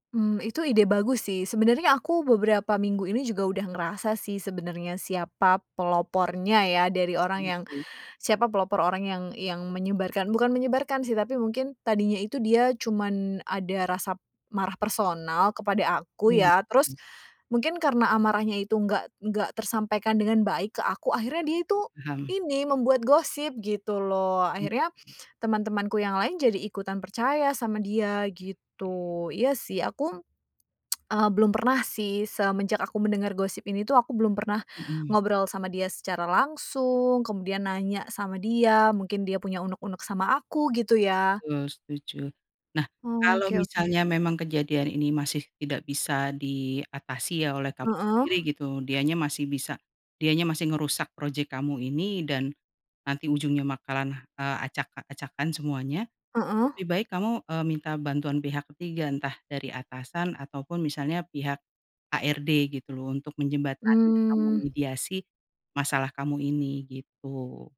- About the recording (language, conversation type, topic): Indonesian, advice, Bagaimana Anda menghadapi gosip atau fitnah di lingkungan kerja?
- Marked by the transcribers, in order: unintelligible speech; other background noise; lip smack; "bakalan" said as "makalan"